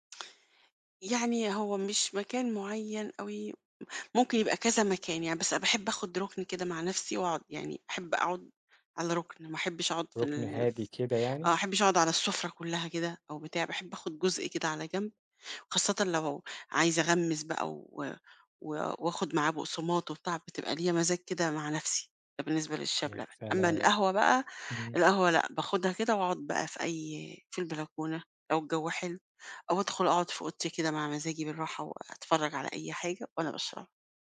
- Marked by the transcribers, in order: none
- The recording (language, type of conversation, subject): Arabic, podcast, قهوة ولا شاي الصبح؟ إيه السبب؟